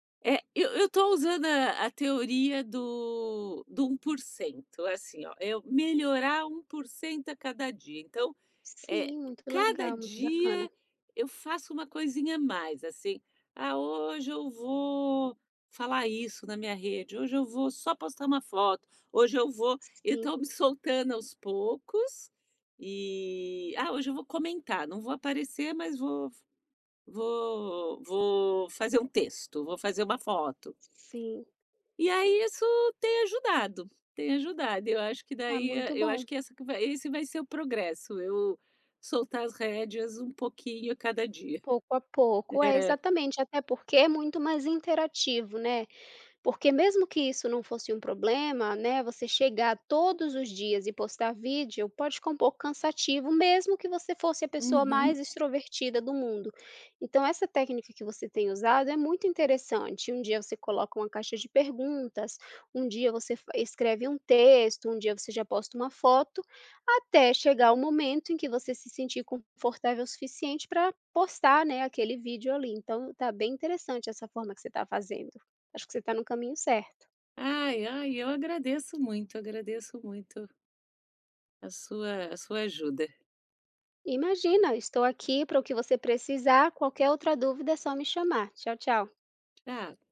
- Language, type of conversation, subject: Portuguese, advice, Como posso lidar com a paralisia ao começar um projeto novo?
- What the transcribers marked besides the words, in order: tapping; other background noise